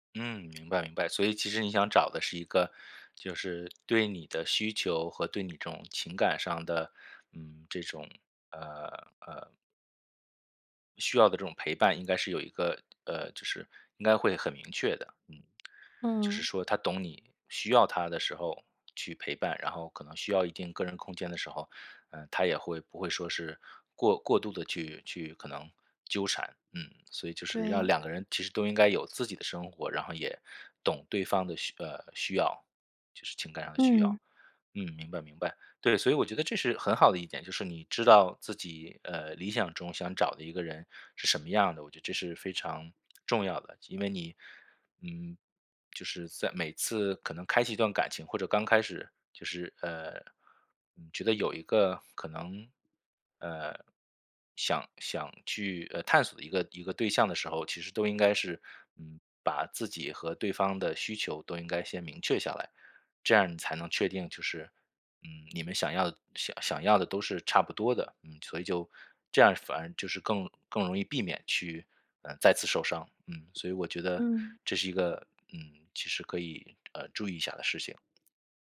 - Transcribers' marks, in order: other background noise; tapping
- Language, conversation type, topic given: Chinese, advice, 我害怕再次受傷，該怎麼勇敢開始新的戀情？